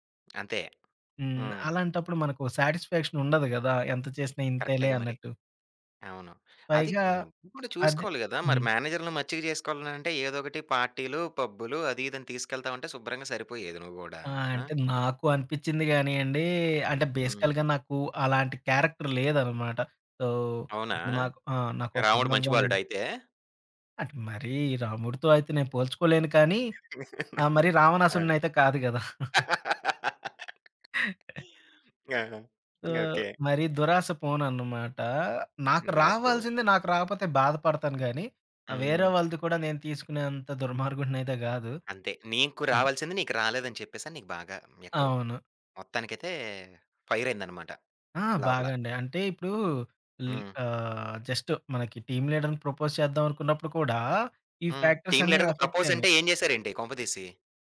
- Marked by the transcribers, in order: in English: "సాటిస్‌ఫాక్షన్"; in English: "బేసికల్‌గా"; in English: "క్యారెక్టర్"; in English: "సో"; laugh; chuckle; other background noise; in English: "జస్ట్"; in English: "టీమ్ లీడర్‌ని ప్రపోజ్"; in English: "టీమ్ లీడర్‌గా ప్రపోజ్"
- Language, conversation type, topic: Telugu, podcast, ఒక ఉద్యోగం నుంచి తప్పుకోవడం నీకు విజయానికి తొలి అడుగేనని అనిపిస్తుందా?